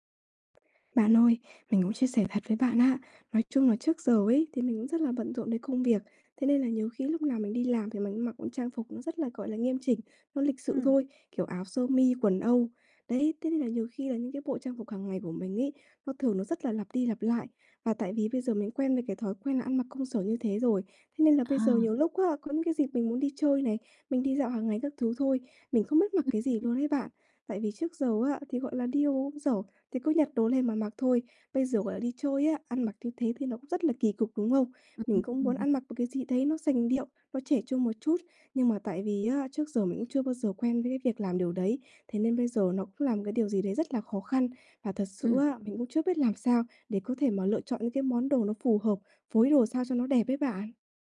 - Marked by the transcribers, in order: unintelligible speech; tapping
- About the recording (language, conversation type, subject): Vietnamese, advice, Làm sao để có thêm ý tưởng phối đồ hằng ngày và mặc đẹp hơn?
- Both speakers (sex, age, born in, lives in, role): female, 20-24, Vietnam, Vietnam, advisor; female, 20-24, Vietnam, Vietnam, user